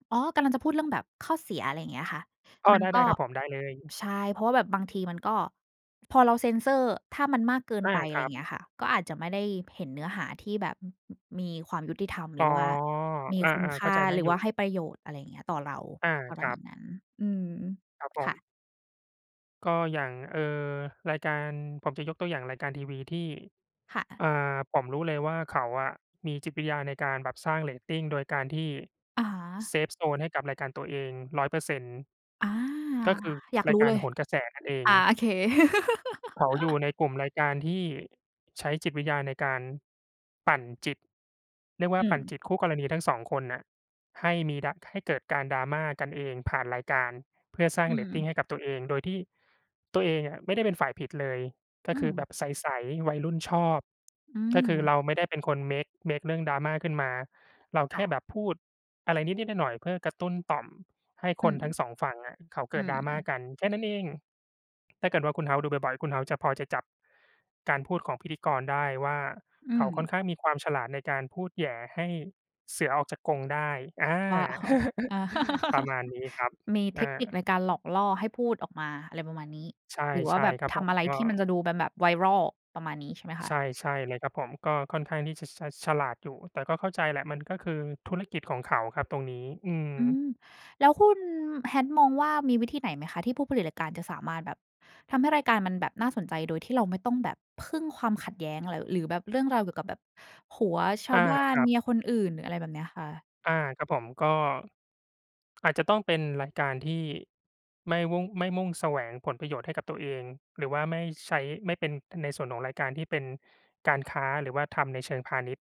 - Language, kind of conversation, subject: Thai, unstructured, รายการบันเทิงที่จงใจสร้างความขัดแย้งเพื่อเรียกเรตติ้งควรถูกควบคุมหรือไม่?
- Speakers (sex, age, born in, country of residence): female, 30-34, Thailand, Thailand; male, 35-39, Thailand, Thailand
- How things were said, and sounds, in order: other background noise; in English: "เซฟโซน"; laugh; in English: "เมก เมก"; tapping; chuckle; chuckle